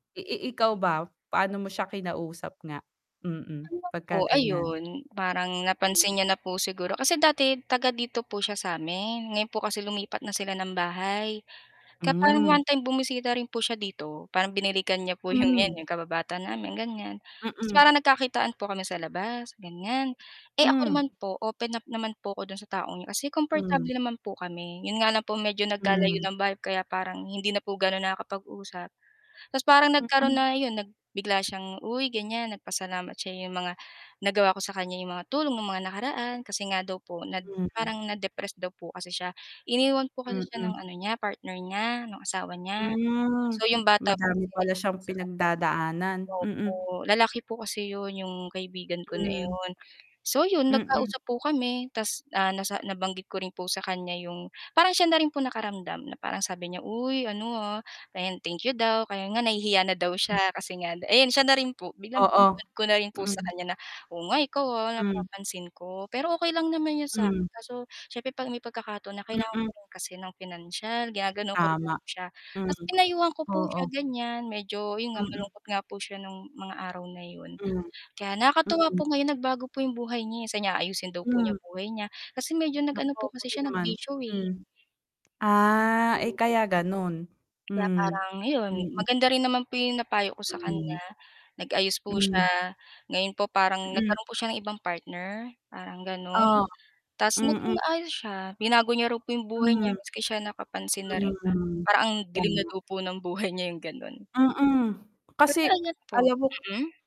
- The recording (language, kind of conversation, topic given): Filipino, unstructured, Paano mo haharapin ang kaibigang ginagamit ka lang kapag may kailangan?
- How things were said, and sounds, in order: tapping; static; mechanical hum; laughing while speaking: "'yong"; drawn out: "Hmm"; distorted speech; bird; drawn out: "Ah"; unintelligible speech; laughing while speaking: "buhay"; other background noise